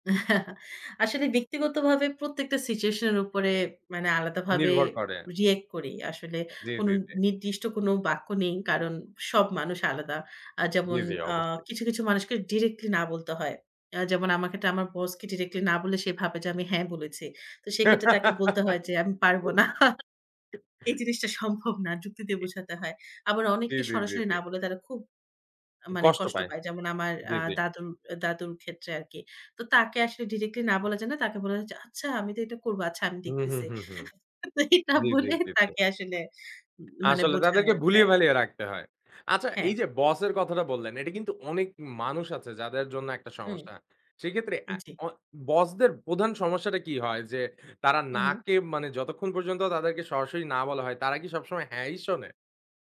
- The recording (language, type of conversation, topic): Bengali, podcast, আপনি কীভাবে কাউকে ‘না’ বলতে শিখেছেন?
- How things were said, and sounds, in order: chuckle; laugh; laughing while speaking: "না"; chuckle; other background noise; laugh; laughing while speaking: "এটা বলে"; "বোঝানো-যায়" said as "বোঝানোরদেগ"